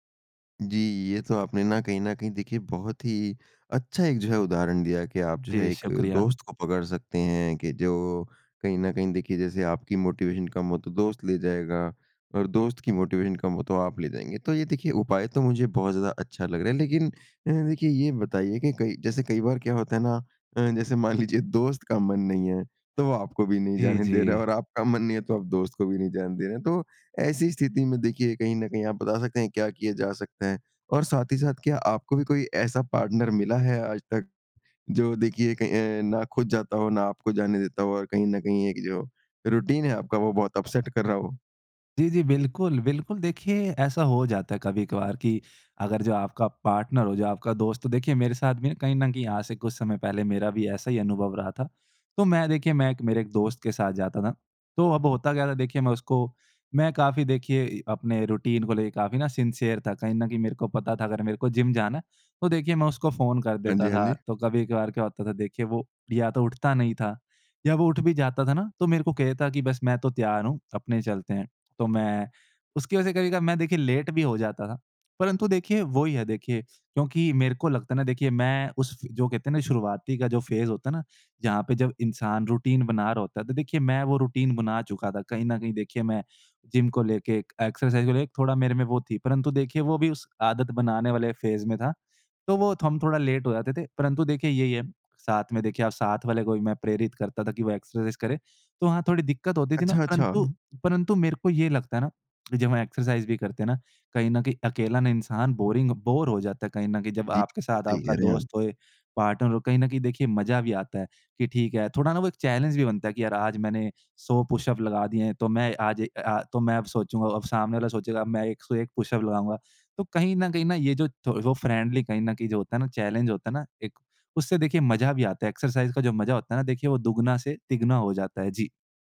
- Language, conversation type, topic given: Hindi, podcast, रोज़ाना व्यायाम को अपनी दिनचर्या में बनाए रखने का सबसे अच्छा तरीका क्या है?
- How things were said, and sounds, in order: in English: "मोटिवेशन"; in English: "मोटिवेशन"; laughing while speaking: "लीजिए"; laughing while speaking: "दे रहा है और आपका मन नहीं है"; in English: "पार्टनर"; in English: "रूटीन"; in English: "अपसेट"; in English: "पार्टनर"; in English: "रूटीन"; in English: "सिंसियर"; in English: "जिम"; in English: "लेट"; in English: "फ़ेज़"; in English: "रूटीन"; in English: "रूटीन"; in English: "जिम"; in English: "एक्सरसाइज़"; in English: "फ़ेज़"; in English: "लेट"; in English: "एक्सरसाइज़"; tapping; in English: "एक्सरसाइज़"; in English: "बोरिंग बोर"; in English: "पार्टनर"; in English: "चैलेंज"; in English: "पुश-अप"; in English: "पुश-अप"; in English: "फ्रेंडली"; in English: "चैलेंज"; in English: "एक्सरसाइज़"